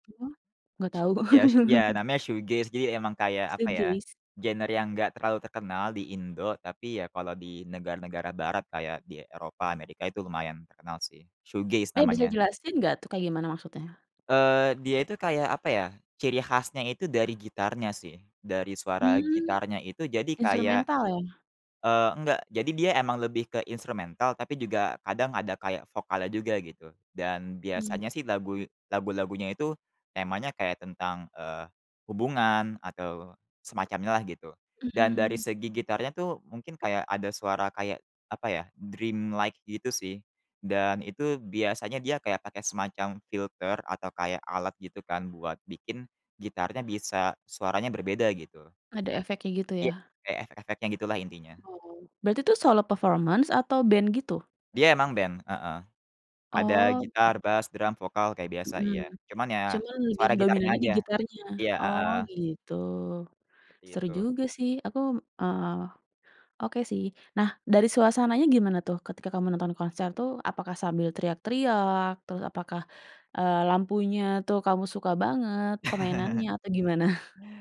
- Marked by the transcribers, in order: other background noise; chuckle; in English: "Shoegaze"; in English: "dreamlike"; in English: "solo performance"; chuckle
- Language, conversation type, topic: Indonesian, podcast, Apa pengalaman konser paling berkesan yang pernah kamu datangi?